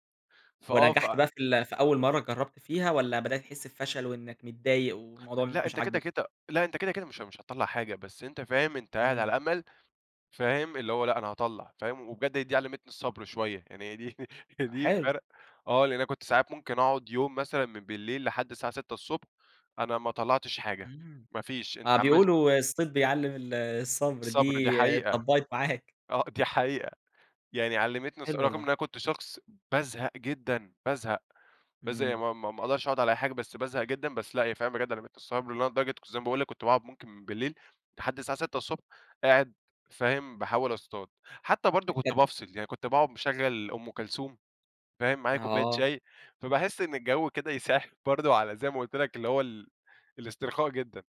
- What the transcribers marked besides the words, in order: laughing while speaking: "هي دي هي دي فرق"; laughing while speaking: "معاك"; unintelligible speech; laughing while speaking: "يساعد"
- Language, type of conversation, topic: Arabic, podcast, إيه العلاقة بين الهواية وصحتك النفسية؟